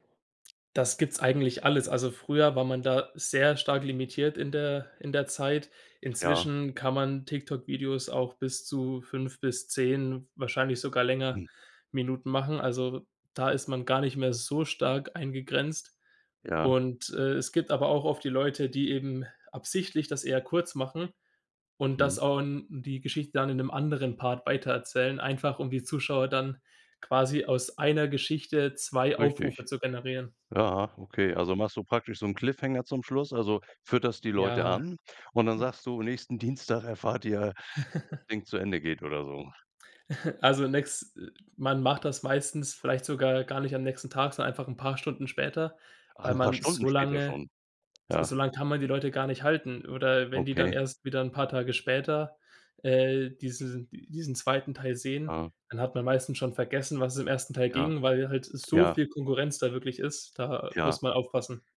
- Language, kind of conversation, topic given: German, podcast, Wie verändern soziale Medien die Art, wie Geschichten erzählt werden?
- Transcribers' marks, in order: stressed: "so"; chuckle; laughing while speaking: "erfahrt ihr"; laugh; chuckle; other noise